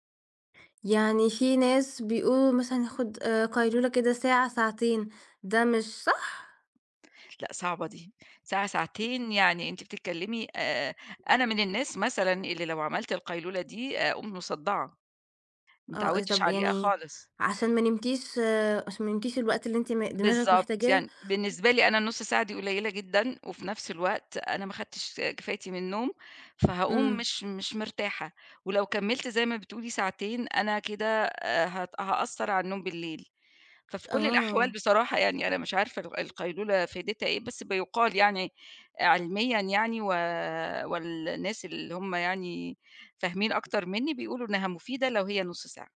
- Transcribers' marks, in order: tapping
- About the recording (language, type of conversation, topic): Arabic, podcast, إيه أبسط تغيير عملته وفرق معاك في النوم؟